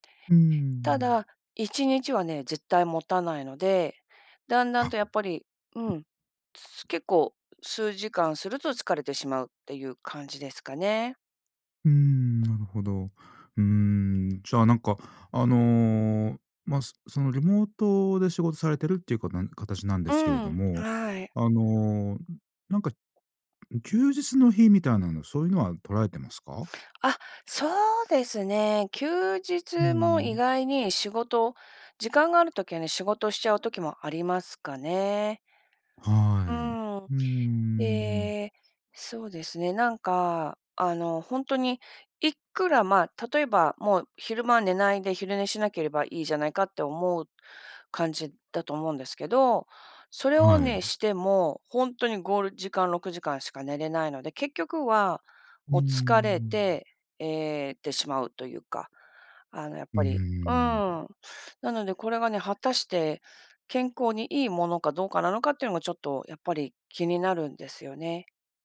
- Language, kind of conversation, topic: Japanese, advice, 生活リズムが乱れて眠れず、健康面が心配なのですがどうすればいいですか？
- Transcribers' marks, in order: other noise